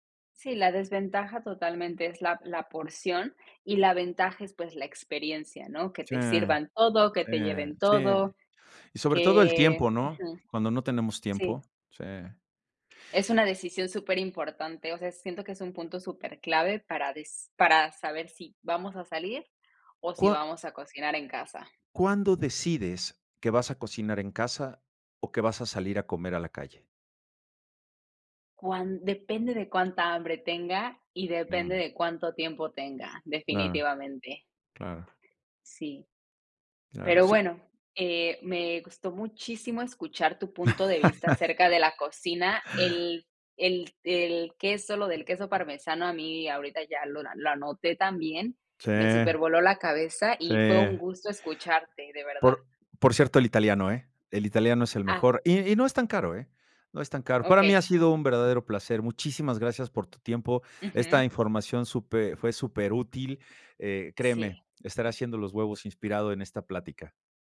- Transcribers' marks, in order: laugh; tapping
- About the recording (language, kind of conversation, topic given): Spanish, unstructured, ¿Prefieres cocinar en casa o comer fuera?